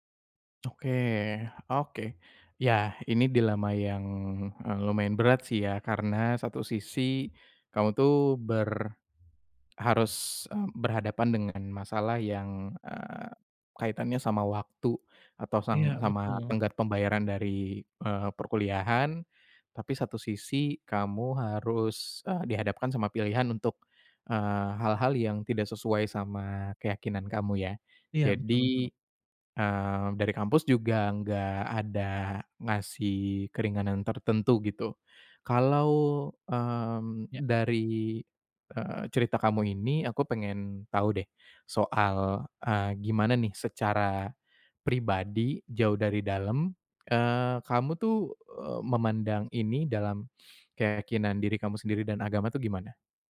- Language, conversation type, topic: Indonesian, advice, Bagaimana saya memilih ketika harus mengambil keputusan hidup yang bertentangan dengan keyakinan saya?
- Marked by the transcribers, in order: sniff